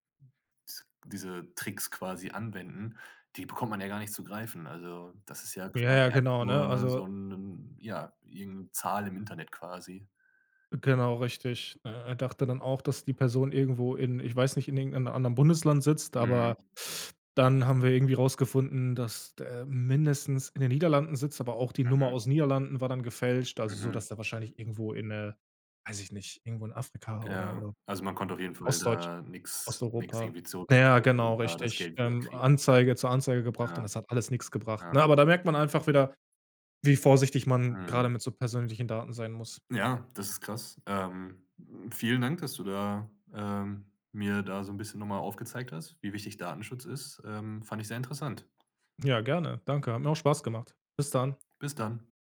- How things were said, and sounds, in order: other background noise; inhale
- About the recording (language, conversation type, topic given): German, podcast, Was sollte man über Datenschutz in sozialen Netzwerken wissen?